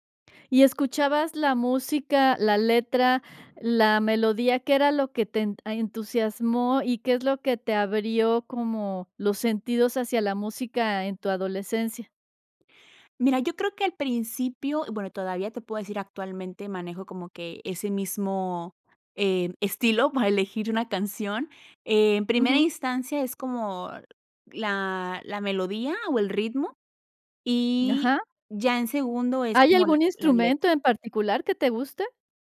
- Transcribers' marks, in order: none
- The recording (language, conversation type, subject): Spanish, podcast, ¿Qué papel juega la música en tu vida para ayudarte a desconectarte del día a día?